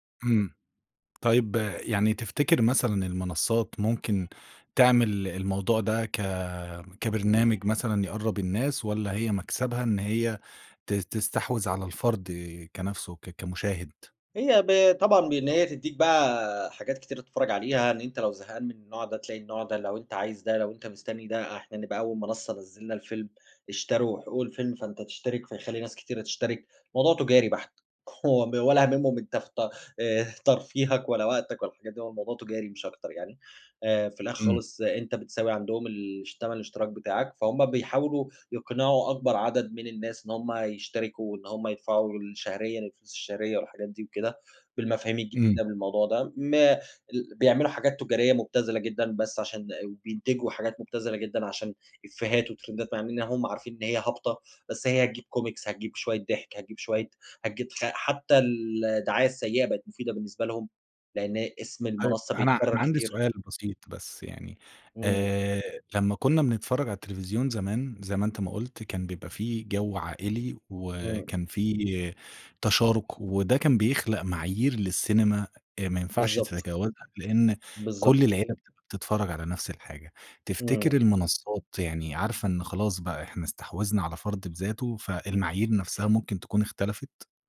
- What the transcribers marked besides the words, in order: tapping; in English: "وترندات"; in English: "كومكس"
- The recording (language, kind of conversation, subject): Arabic, podcast, إزاي اتغيّرت عاداتنا في الفرجة على التلفزيون بعد ما ظهرت منصات البث؟